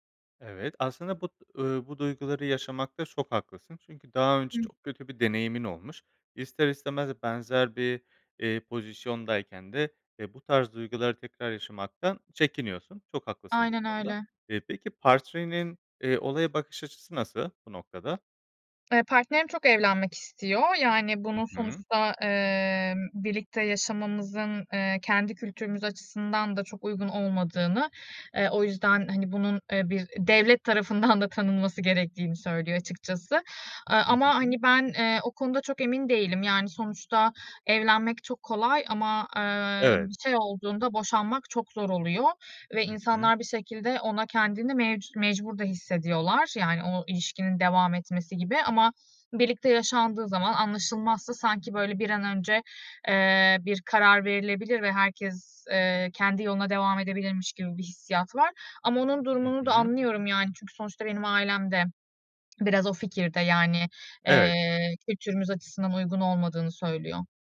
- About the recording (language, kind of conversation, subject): Turkish, advice, Evlilik veya birlikte yaşamaya karar verme konusunda yaşadığınız anlaşmazlık nedir?
- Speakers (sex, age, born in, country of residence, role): female, 35-39, Turkey, Finland, user; male, 25-29, Turkey, Spain, advisor
- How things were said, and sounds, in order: other background noise; "partnerinin" said as "partrenin"; swallow